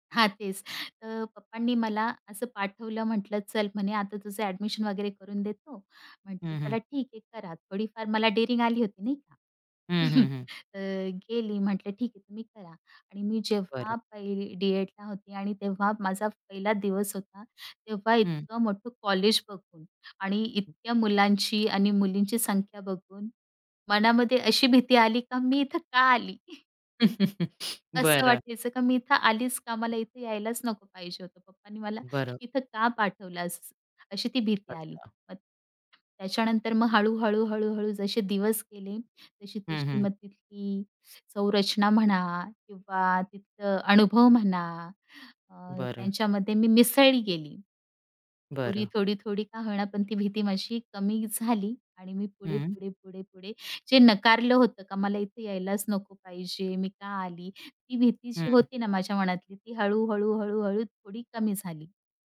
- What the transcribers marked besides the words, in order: other noise; in English: "एडमिशन"; in English: "डेरींग"; chuckle; other background noise; laughing while speaking: "मनामध्ये अशी भीती आली का मी इथं का आली?"; chuckle
- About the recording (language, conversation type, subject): Marathi, podcast, मनातली भीती ओलांडून नवा परिचय कसा उभा केला?